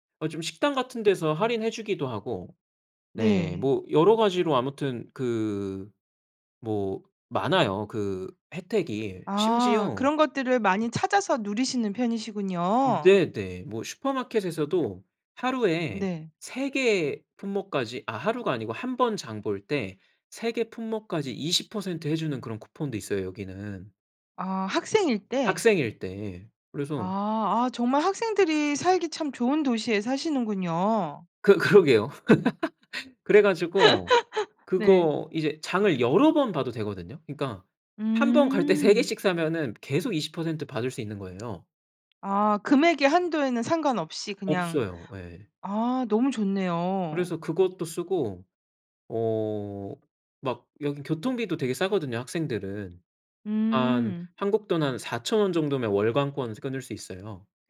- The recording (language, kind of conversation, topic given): Korean, podcast, 생활비를 절약하는 습관에는 어떤 것들이 있나요?
- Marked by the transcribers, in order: laughing while speaking: "그러게요"; laugh; laughing while speaking: "세 개씩"; tapping